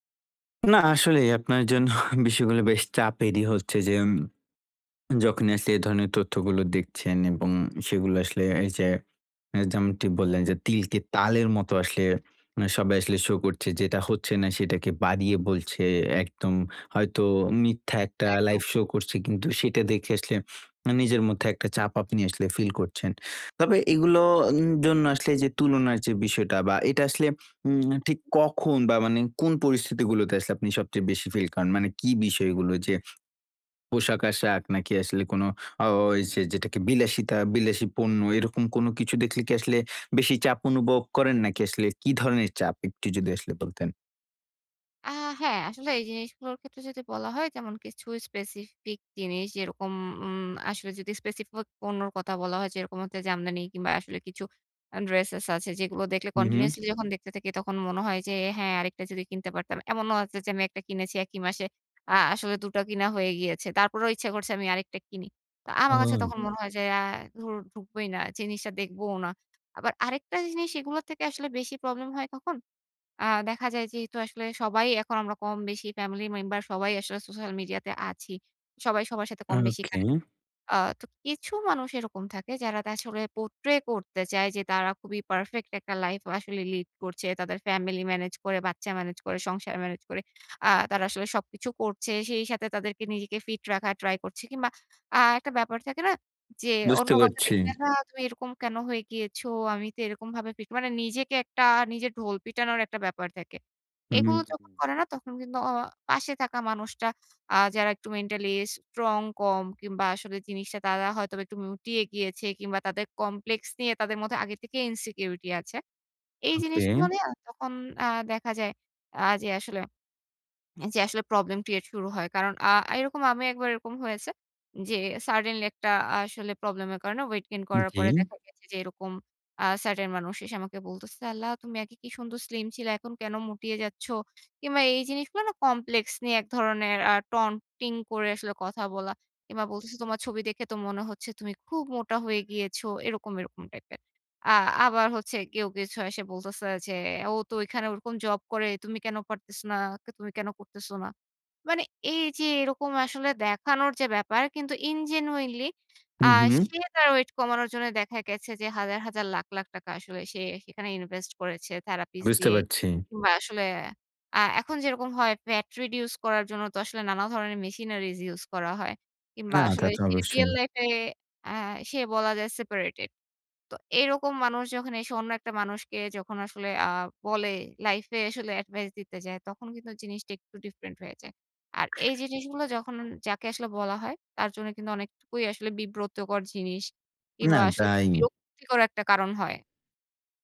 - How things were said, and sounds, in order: tapping; "অনুভব" said as "অনুবব"; in English: "specific"; in English: "স্পেসিফুক"; "specific" said as "স্পেসিফুক"; "আছে" said as "আচে"; "সোশ্যাল" said as "সোসাল"; in English: "portray"; in English: "complex"; in English: "insecurity"; in English: "suddenly"; in English: "certain"; in English: "complex"; in English: "in genuinely"; in English: "therapies"; in English: "fat reduction"; in English: "machineries use"
- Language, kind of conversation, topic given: Bengali, advice, সামাজিক মাধ্যমে নিখুঁত জীবন দেখানোর ক্রমবর্ধমান চাপ